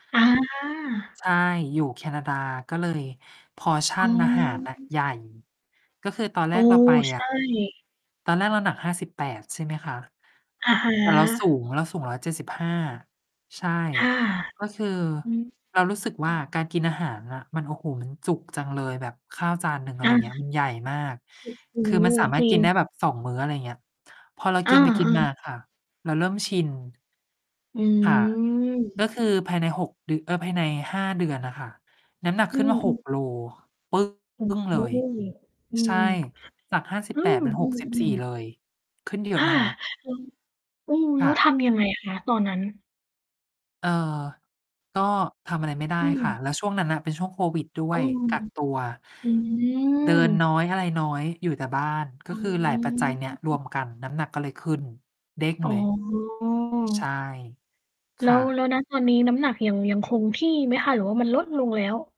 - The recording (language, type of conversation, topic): Thai, unstructured, ทำไมบางคนถึงรู้สึกขี้เกียจออกกำลังกายบ่อยๆ?
- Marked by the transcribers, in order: distorted speech; in English: "portion"; static; mechanical hum; other background noise; drawn out: "อืม"; tapping; drawn out: "อ๋อ"